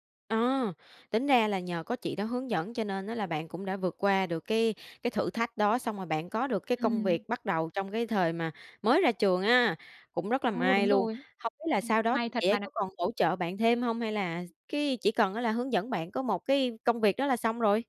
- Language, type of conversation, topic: Vietnamese, podcast, Những dấu hiệu nào cho thấy một người cố vấn là người tốt?
- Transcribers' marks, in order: none